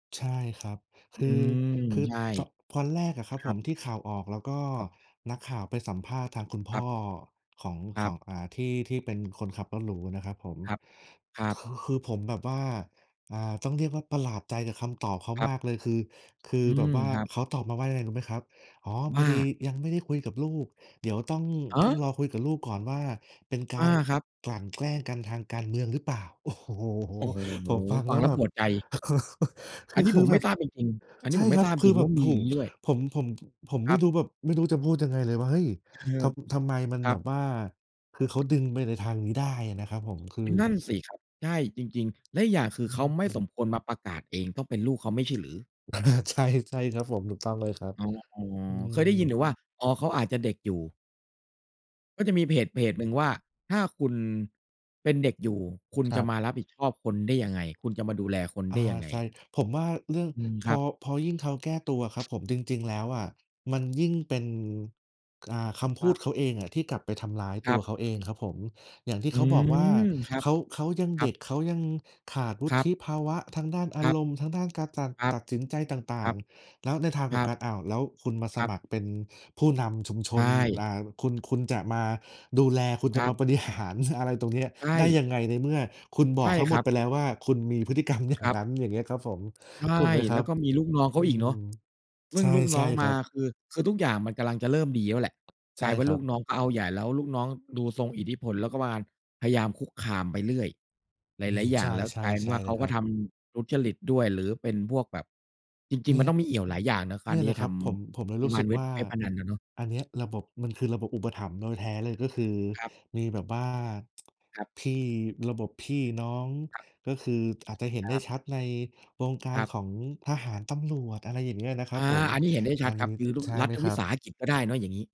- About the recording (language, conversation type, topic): Thai, unstructured, ทำไมการทุจริตในระบบราชการจึงยังคงเกิดขึ้นอยู่?
- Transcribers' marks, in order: laughing while speaking: "โอ้โฮ"; laugh; unintelligible speech; tapping; laughing while speaking: "อะฮะ"; other background noise; laughing while speaking: "หาร"; laughing while speaking: "กรรมอย่าง"; tsk